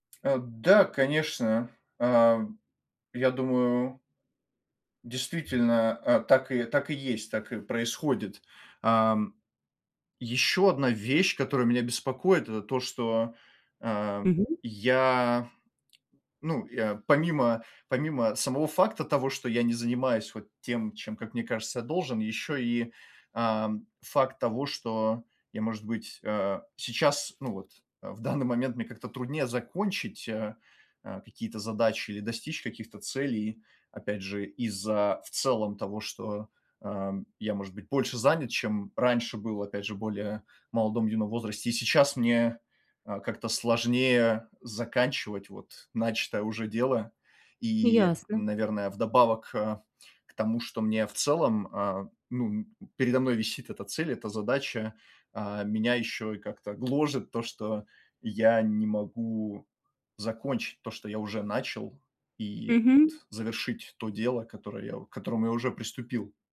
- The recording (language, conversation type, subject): Russian, advice, Как перестать корить себя за отдых и перерывы?
- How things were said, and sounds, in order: none